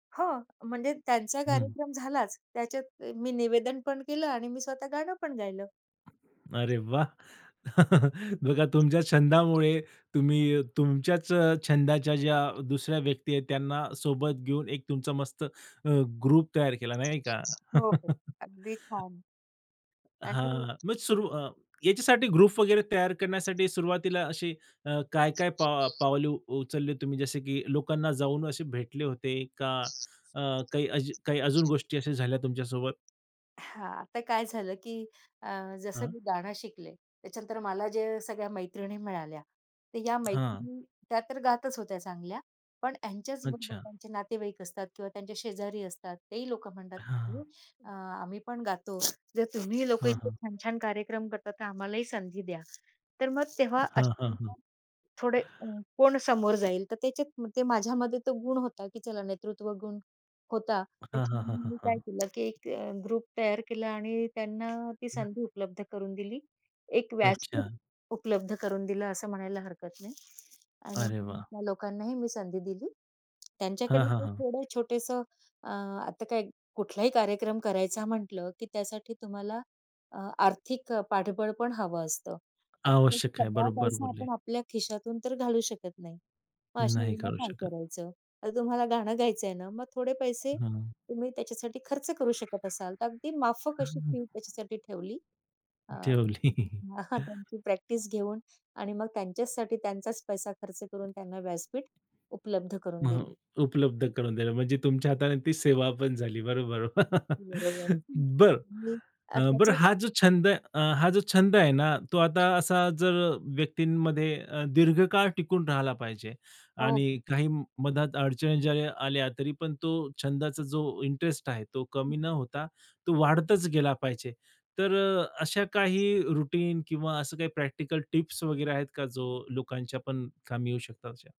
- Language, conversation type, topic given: Marathi, podcast, भविष्यात तुम्हाला नक्की कोणता नवा छंद करून पाहायचा आहे?
- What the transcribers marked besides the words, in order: other background noise; chuckle; tapping; in English: "ग्रुप"; chuckle; in English: "ग्रुप"; other noise; in English: "ग्रुप"; laughing while speaking: "ठेवली"; unintelligible speech; chuckle; chuckle; unintelligible speech; in English: "रुटीन"